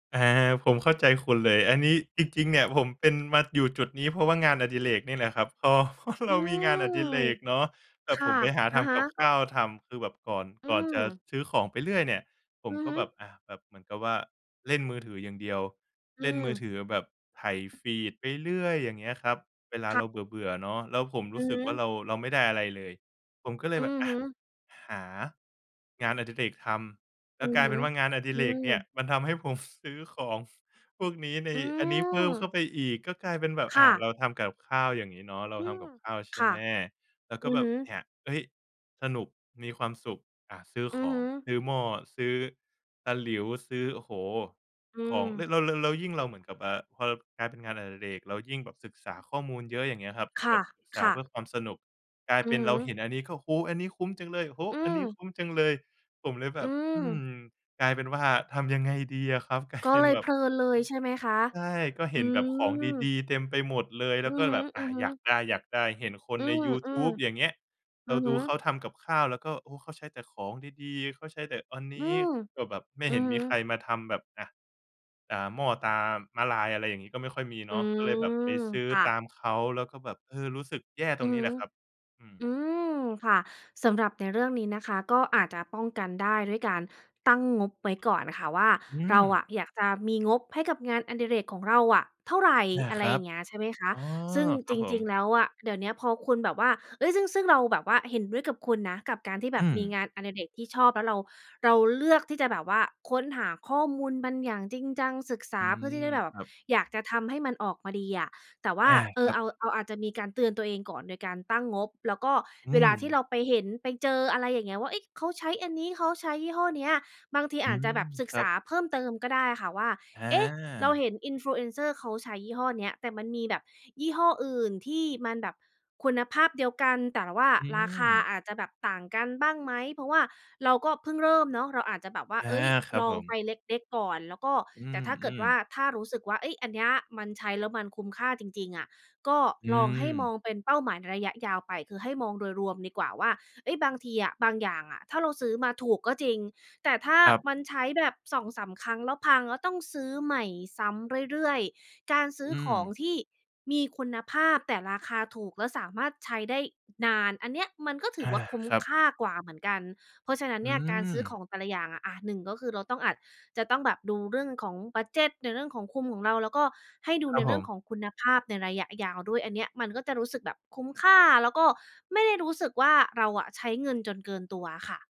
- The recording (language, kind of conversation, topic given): Thai, advice, คุณมักใช้จ่ายเพื่อบรรเทาความเครียดหรือความเบื่อบ่อยแค่ไหน?
- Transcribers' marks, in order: laughing while speaking: "เพราะ"; tapping; chuckle; other background noise